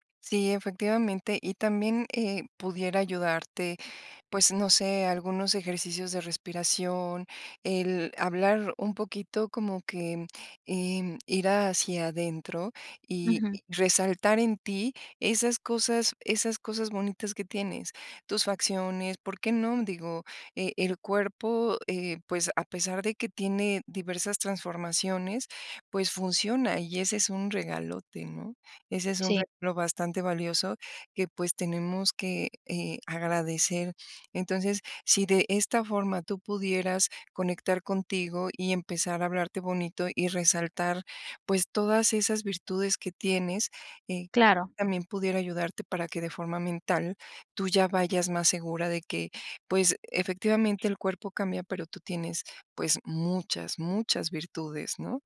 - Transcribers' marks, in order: tapping; other noise; stressed: "muchas"
- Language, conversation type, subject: Spanish, advice, ¿Cómo vives la ansiedad social cuando asistes a reuniones o eventos?